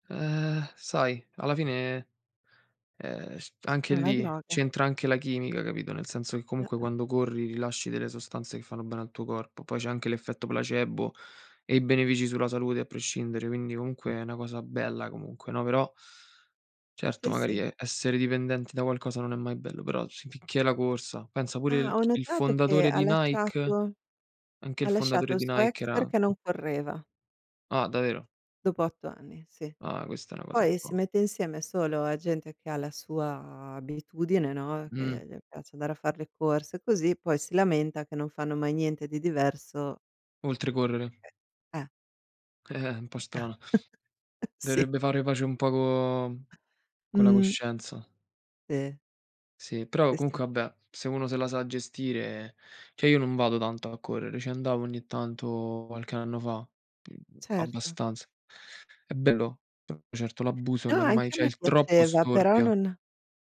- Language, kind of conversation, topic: Italian, unstructured, Cosa ti rende felice durante una giornata normale?
- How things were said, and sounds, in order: drawn out: "Ehm"; "una" said as "na"; other background noise; "una" said as "na"; chuckle; "cioè" said as "ceh"; unintelligible speech